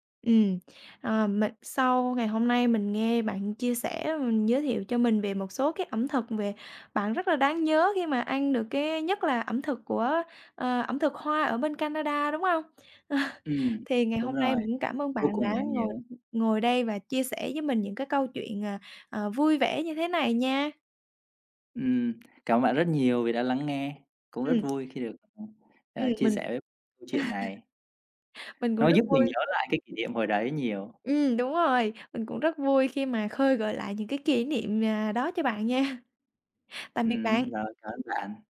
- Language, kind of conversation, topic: Vietnamese, podcast, Bạn có thể kể về một kỷ niệm ẩm thực đáng nhớ của bạn không?
- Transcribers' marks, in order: tapping; chuckle; other background noise; chuckle; laughing while speaking: "nha"